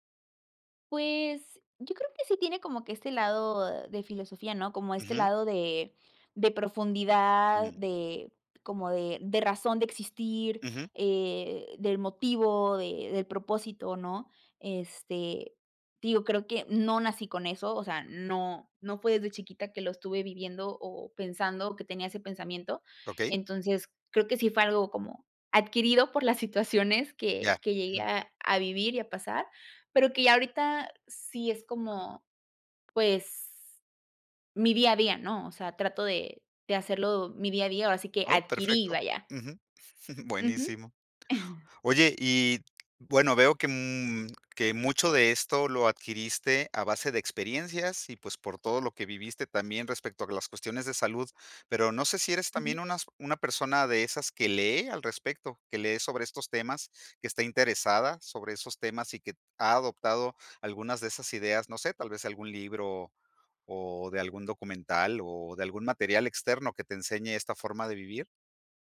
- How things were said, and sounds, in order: chuckle; chuckle; tapping
- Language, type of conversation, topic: Spanish, podcast, ¿Qué aprendiste sobre disfrutar los pequeños momentos?